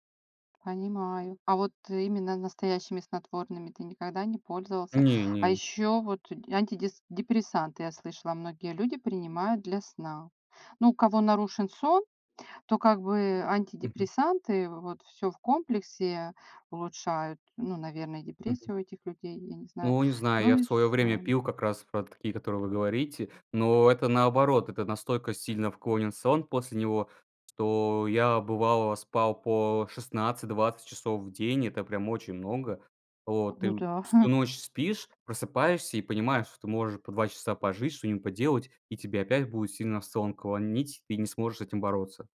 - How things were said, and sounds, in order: tapping; other background noise; chuckle
- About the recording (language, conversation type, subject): Russian, podcast, Что помогает тебе быстро и спокойно заснуть ночью?